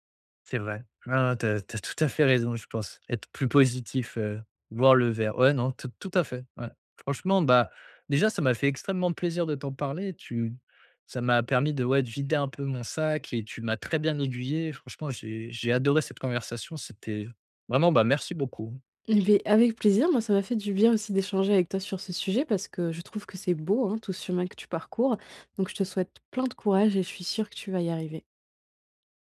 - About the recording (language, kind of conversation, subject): French, advice, Comment adapter son rythme de vie à un nouvel environnement après un déménagement ?
- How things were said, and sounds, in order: none